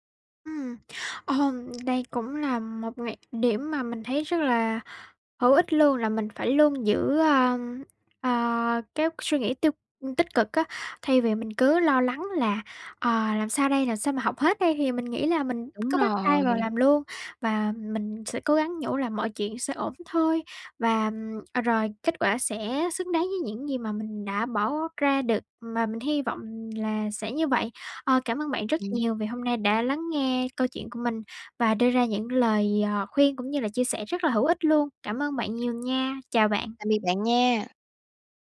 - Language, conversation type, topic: Vietnamese, advice, Làm thế nào để bỏ thói quen trì hoãn các công việc quan trọng?
- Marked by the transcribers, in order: other background noise; tapping